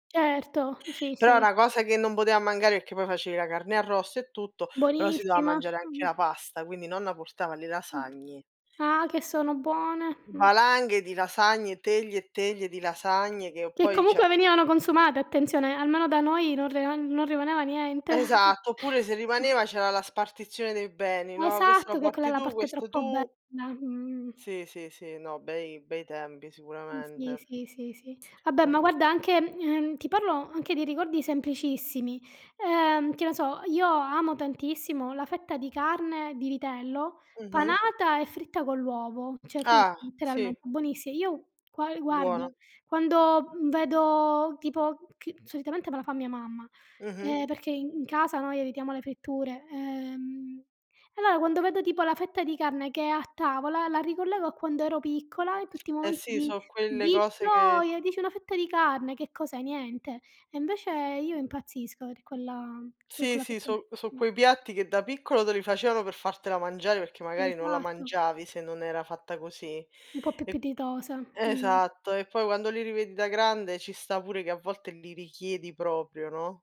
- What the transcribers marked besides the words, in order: "Buonissima" said as "bonissima"; other noise; "cioè" said as "ceh"; other background noise; chuckle; "Vabbè" said as "abbè"; "cioè" said as "ceh"; "buonissi" said as "bonissi"; tapping; drawn out: "Ehm"; stressed: "di gioia"
- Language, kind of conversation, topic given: Italian, unstructured, Qual è il tuo ricordo più bello legato al cibo?